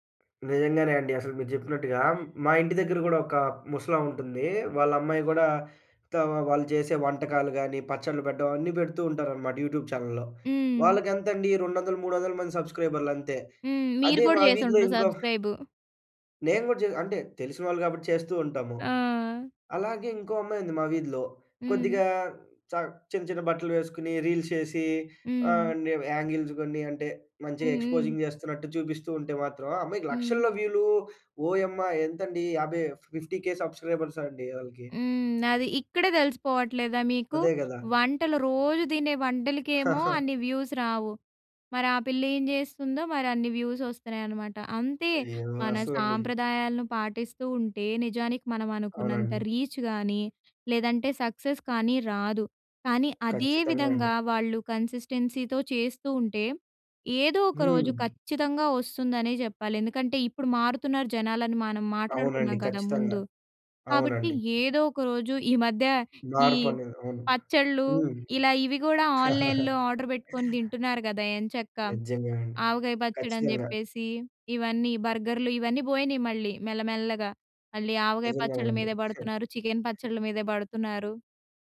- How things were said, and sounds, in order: in English: "యూట్యూబ్"; other background noise; in English: "రీల్స్"; in English: "న్యూ యాంగిల్స్"; in English: "ఎక్స్పోజింగ్"; in English: "ఫిఫ్టీ కే సబ్స్క్రైబర్స్"; chuckle; in English: "వ్యూస్"; in English: "వ్యూస్"; in English: "రీచ్"; in English: "సక్సెస్"; in English: "కన్సిస్టెన్సీతో"; in English: "ఆన్లైన్‌లో"; chuckle
- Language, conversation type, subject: Telugu, podcast, సోషల్ మీడియా సంప్రదాయ దుస్తులపై ఎలా ప్రభావం చూపుతోంది?